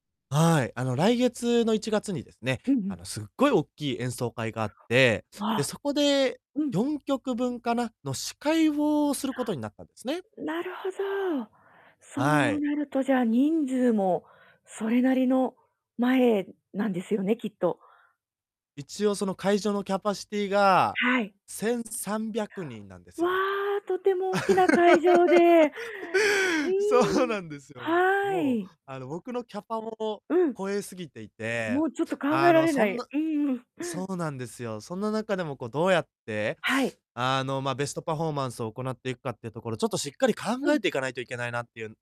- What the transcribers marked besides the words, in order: other background noise; laugh; laughing while speaking: "そうなんですよ"; distorted speech; laugh; in English: "ベストパフォーマンス"
- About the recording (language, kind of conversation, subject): Japanese, advice, 大勢の前で話すときに自信を持つにはどうすればよいですか？